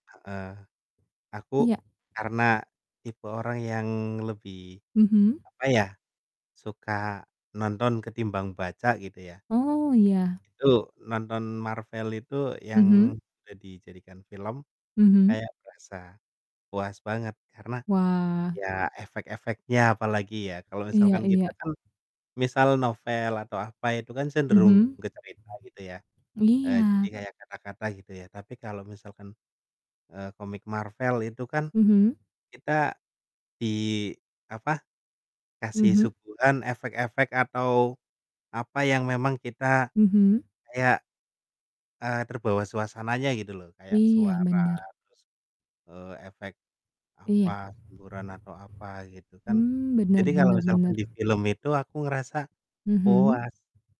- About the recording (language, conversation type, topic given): Indonesian, unstructured, Apa pendapatmu tentang film yang diadaptasi dari buku?
- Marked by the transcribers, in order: mechanical hum; distorted speech; other background noise; static